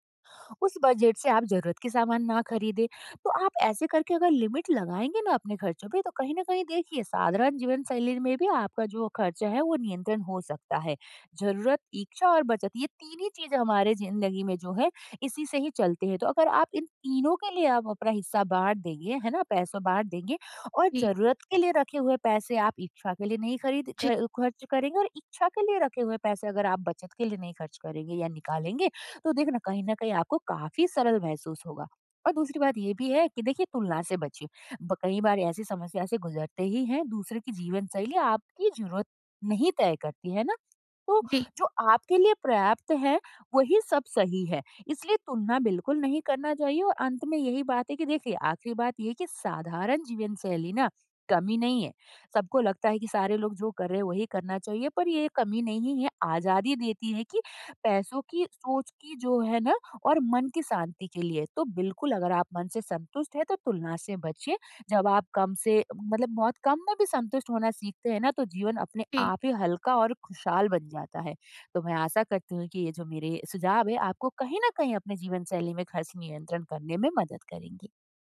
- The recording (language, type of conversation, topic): Hindi, advice, मैं साधारण जीवनशैली अपनाकर अपने खर्च को कैसे नियंत्रित कर सकता/सकती हूँ?
- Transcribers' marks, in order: in English: "लिमिट"